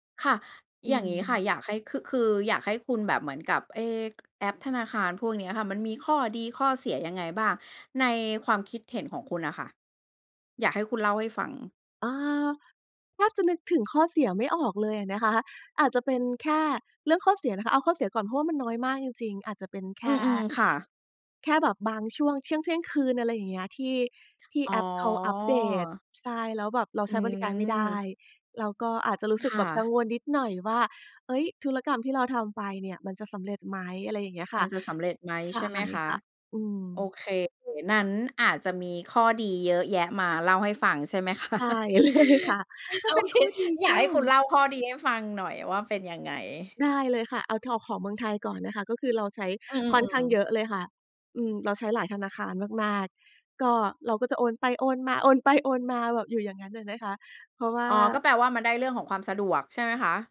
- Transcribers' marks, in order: laughing while speaking: "คะ ? โอเค"; laughing while speaking: "เลยค่ะ"
- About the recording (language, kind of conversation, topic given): Thai, podcast, คุณช่วยเล่าให้ฟังหน่อยได้ไหมว่าแอปไหนที่ช่วยให้ชีวิตคุณง่ายขึ้น?